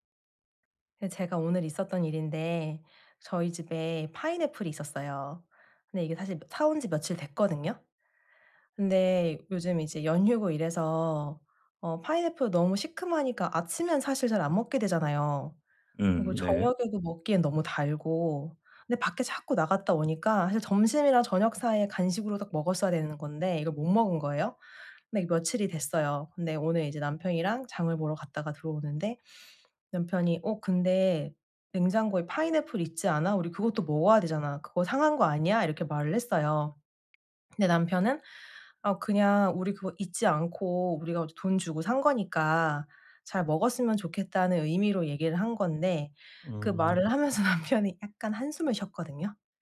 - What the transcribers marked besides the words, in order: other background noise; tapping; laughing while speaking: "하면서 남편이"
- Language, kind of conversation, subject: Korean, advice, 피드백을 들을 때 제 가치와 의견을 어떻게 구분할 수 있을까요?